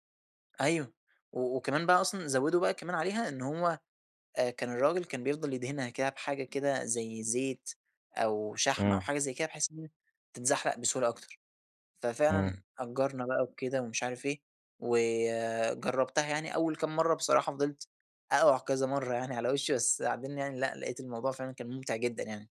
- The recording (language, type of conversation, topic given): Arabic, podcast, إيه أجمل مكان طبيعي زرته قبل كده، وليه ساب فيك أثر؟
- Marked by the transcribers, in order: other background noise